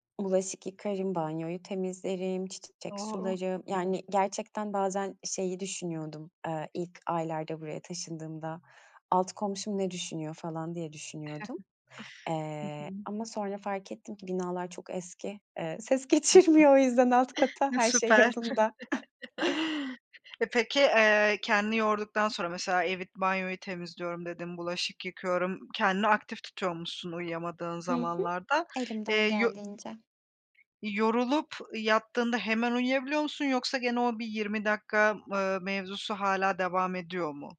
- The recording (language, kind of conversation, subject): Turkish, podcast, Uyku düzenini iyileştirmek için neler yapıyorsun?
- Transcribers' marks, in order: other background noise; giggle; laughing while speaking: "ses geçirmiyor o yüzden alt kata, her şey yolunda"; chuckle; chuckle